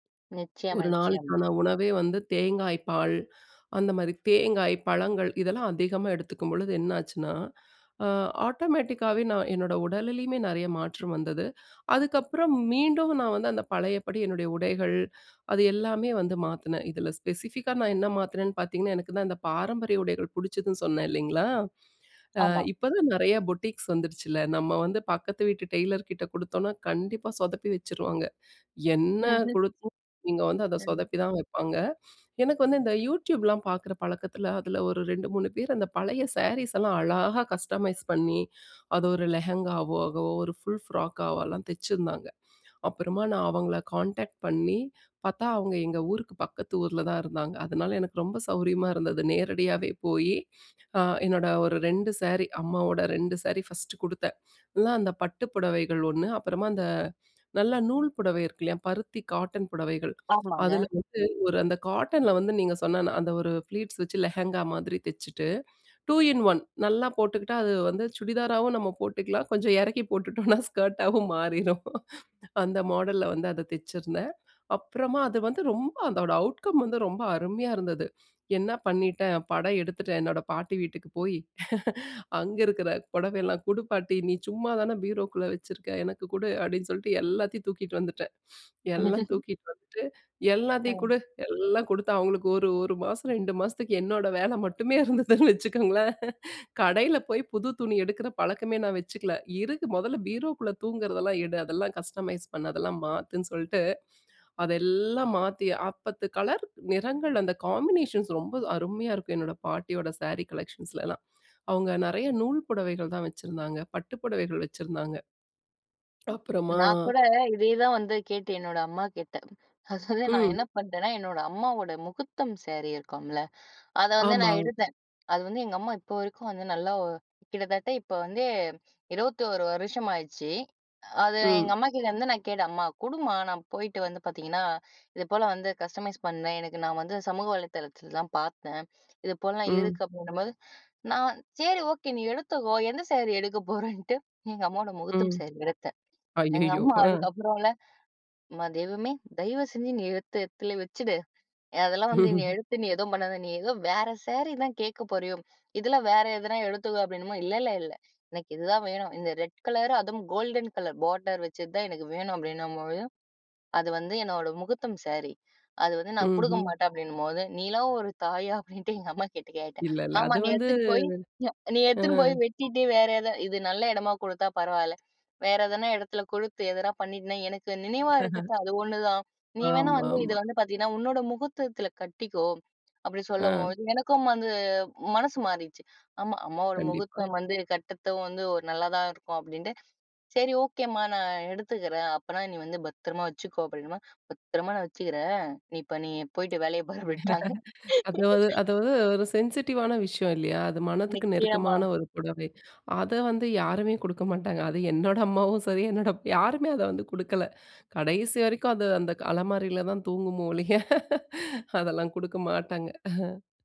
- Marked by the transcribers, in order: in English: "ஸ்பெசிஃபிக்கா"; in English: "புட்டிக்ஸ்"; in English: "கஸ்டமைஸ்"; other background noise; in English: "ப்ளீட்ஸ்"; laughing while speaking: "போட்டுட்டோம்னா ஸ்கர்ட்டாவும் மாறிரும்"; in English: "அவுட்கம்"; laugh; chuckle; laughing while speaking: "இருந்ததுன்னு வச்சுக்கோங்களேன்"; in English: "கஸ்டமைஸ்"; drawn out: "அதெல்லாம்"; in English: "கஸ்டமைஸ்"; chuckle; in English: "கோல்டன்"; laughing while speaking: "அப்படின்னும்போது, அது வந்து என்னோட முஹூர்த்தம் … எங்க அம்மாகிட்ட கேட்டேன்"; drawn out: "வந்து"; chuckle; laugh; in English: "சென்சிட்டிவான"; laugh; laugh; chuckle
- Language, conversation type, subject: Tamil, podcast, வயது கூடிக்கொண்டே போகும் போது உங்கள் தோற்றப் பாணி எப்படி மாறியது?